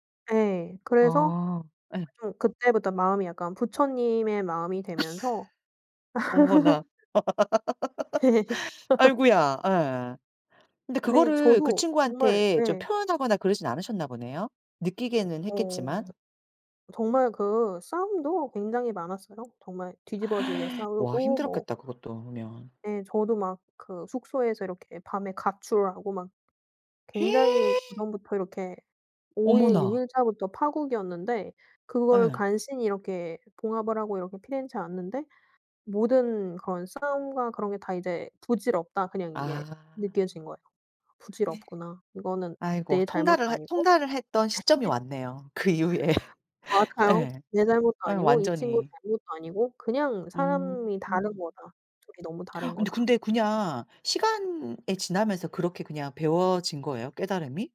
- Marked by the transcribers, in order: laugh; other background noise; laugh; "표현" said as "펴현"; gasp; gasp; tapping; other noise; laugh
- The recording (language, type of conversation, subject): Korean, podcast, 가장 기억에 남는 여행 이야기를 들려주실래요?